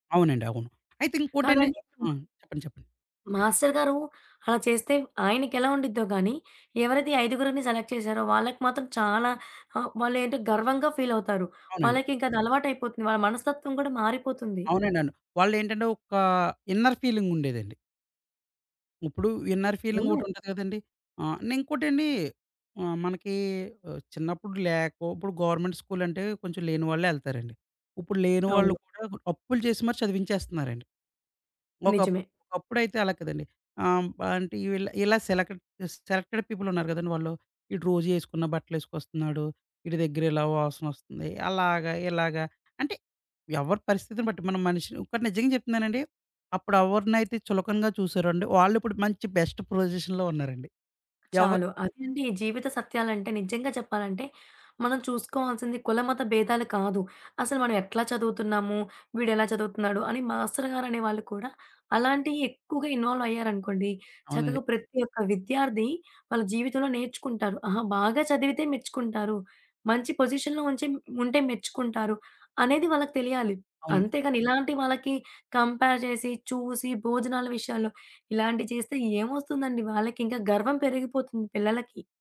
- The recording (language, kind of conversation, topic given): Telugu, podcast, చిన్నప్పటి పాఠశాల రోజుల్లో చదువుకు సంబంధించిన ఏ జ్ఞాపకం మీకు ఆనందంగా గుర్తొస్తుంది?
- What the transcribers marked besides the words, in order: other background noise; in English: "సెలెక్ట్"; in English: "ఇన్నర్"; in English: "ఇన్నర్"; in English: "గవర్నమెంట్"; tapping; in English: "సెలెక్టెడ్"; in English: "బెస్ట్"; in English: "పొజిషన్‌లో"; in English: "కంపేర్"